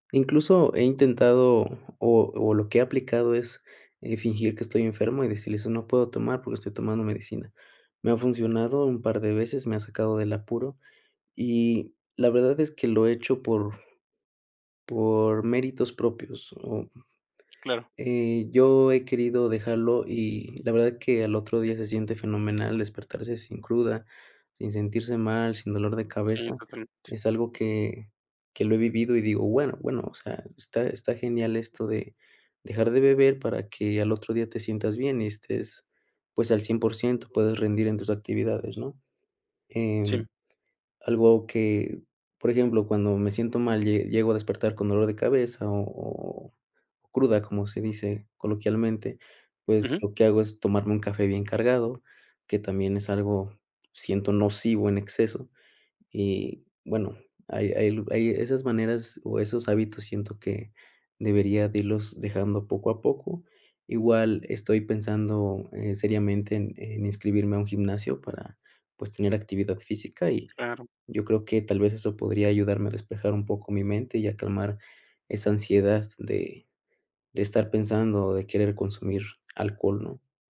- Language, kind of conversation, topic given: Spanish, advice, ¿Cómo afecta tu consumo de café o alcohol a tu sueño?
- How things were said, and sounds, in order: other noise; other background noise